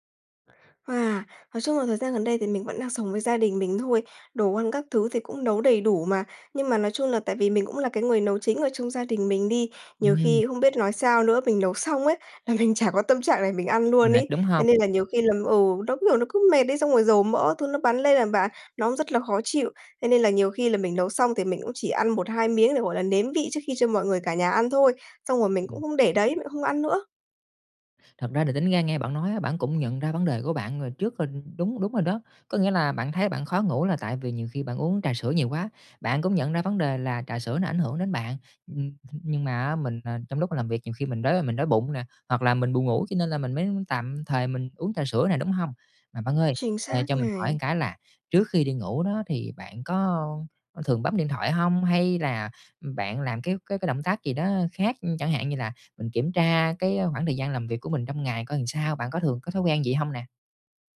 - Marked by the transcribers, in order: tapping; laughing while speaking: "mình"; "làm" said as "ờn"
- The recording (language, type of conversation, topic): Vietnamese, advice, Vì sao tôi hay trằn trọc sau khi uống cà phê hoặc rượu vào buổi tối?